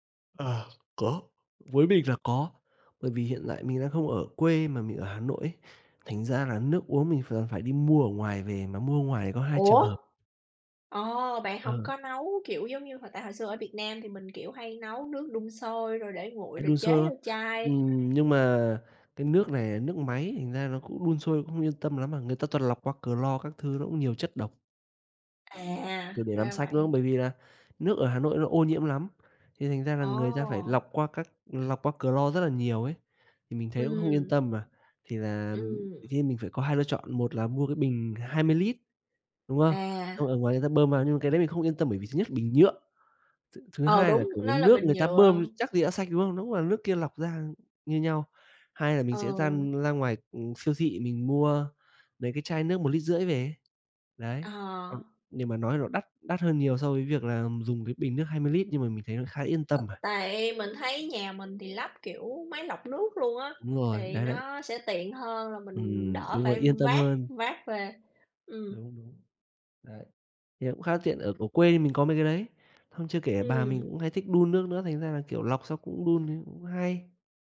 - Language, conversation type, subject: Vietnamese, unstructured, Chúng ta nên làm gì để giảm rác thải nhựa hằng ngày?
- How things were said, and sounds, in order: yawn; tapping; other background noise